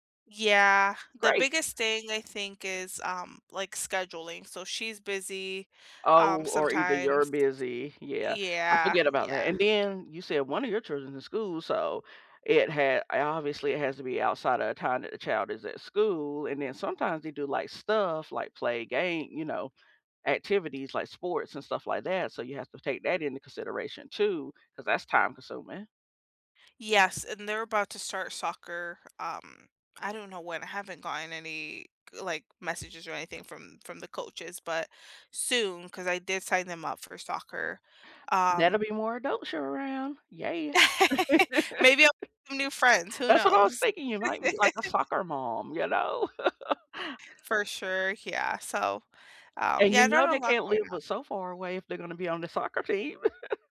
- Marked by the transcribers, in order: laugh; laugh; chuckle
- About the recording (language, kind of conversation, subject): English, unstructured, What does your ideal slow Sunday look like, including the rituals, people, and moments that help you feel connected?
- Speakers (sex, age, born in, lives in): female, 25-29, United States, United States; female, 45-49, United States, United States